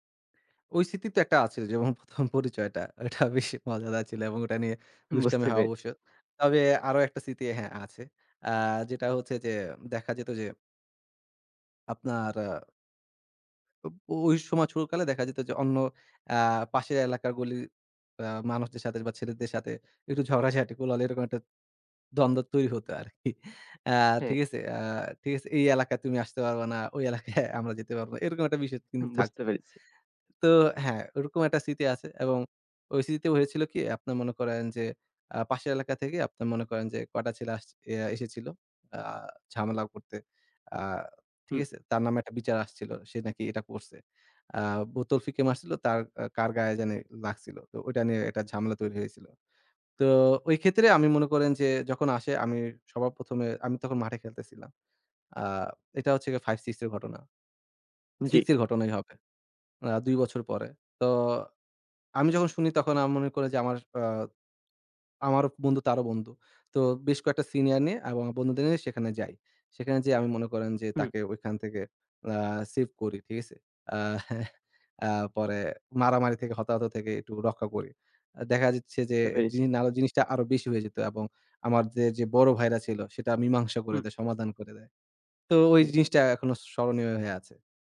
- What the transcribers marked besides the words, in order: laughing while speaking: "প্রথম পরিচয়টা, ঐটা বেশি মজাদার ছিল, এবং ওইটা নিয়ে দুষ্টামি হয় অবশ্য"; laughing while speaking: "ওই এলাকায় আমরা যেতে পারব"; chuckle
- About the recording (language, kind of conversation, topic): Bengali, podcast, কোনো স্থানীয় বন্ধুর সঙ্গে আপনি কীভাবে বন্ধুত্ব গড়ে তুলেছিলেন?